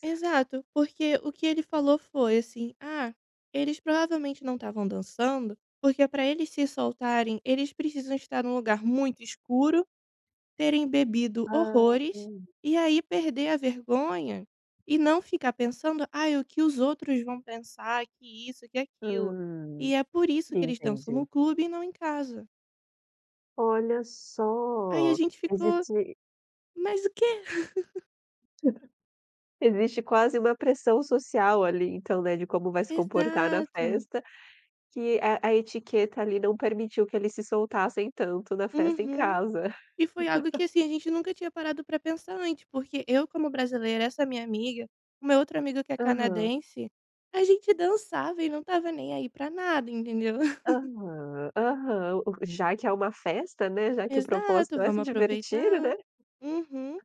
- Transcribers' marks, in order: laugh; tapping; laugh; laugh
- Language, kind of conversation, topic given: Portuguese, podcast, Como montar uma playlist compartilhada que todo mundo curta?